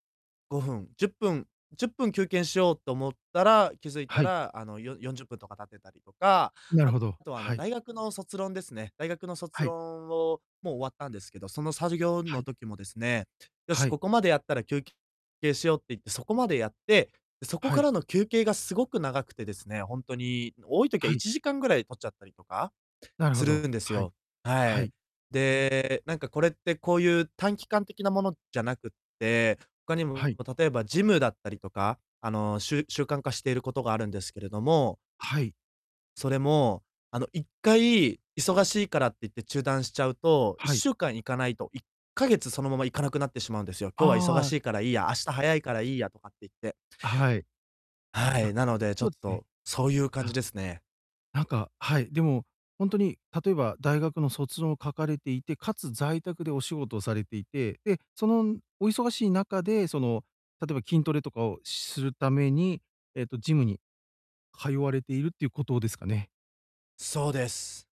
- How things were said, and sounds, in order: "休憩" said as "きゅうけん"; "作業" said as "さじぎょう"; tapping; distorted speech
- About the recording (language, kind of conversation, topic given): Japanese, advice, 中断を減らして仕事に集中するにはどうすればよいですか？